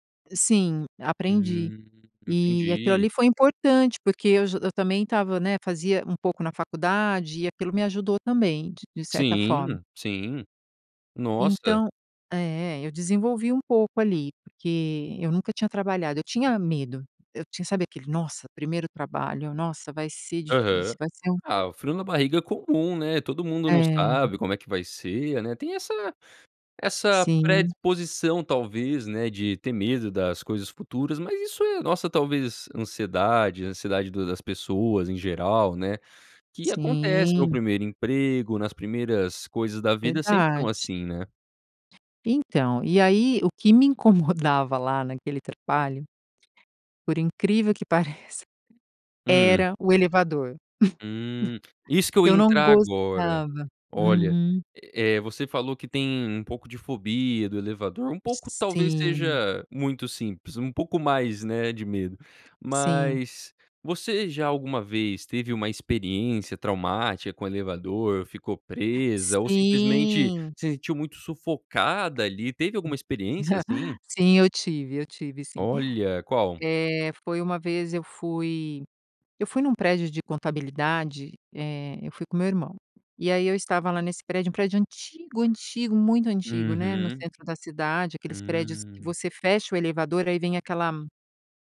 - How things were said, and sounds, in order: other background noise; laughing while speaking: "pareça"; laugh; tapping; laugh; laugh
- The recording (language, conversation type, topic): Portuguese, podcast, Como foi seu primeiro emprego e o que você aprendeu nele?